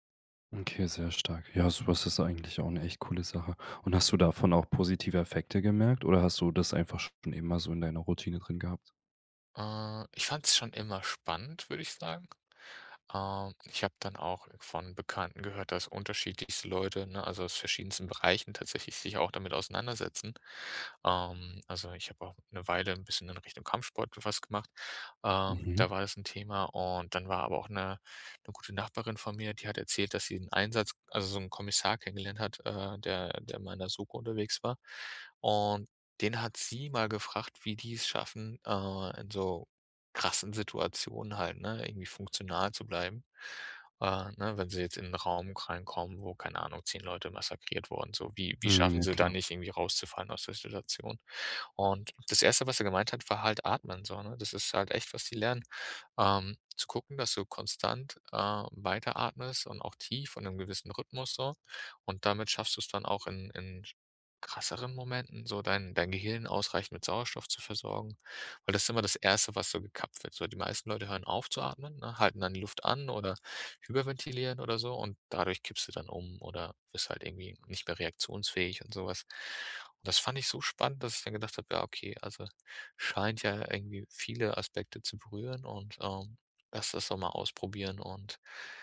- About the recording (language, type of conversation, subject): German, podcast, Wie nutzt du 15-Minuten-Zeitfenster sinnvoll?
- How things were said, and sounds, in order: none